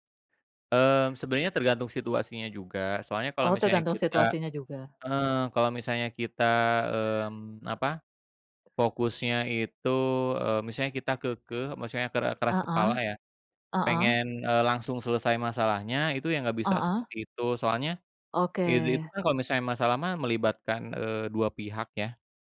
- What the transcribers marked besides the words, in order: baby crying
- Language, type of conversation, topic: Indonesian, unstructured, Apa yang membuat persahabatan bisa bertahan lama?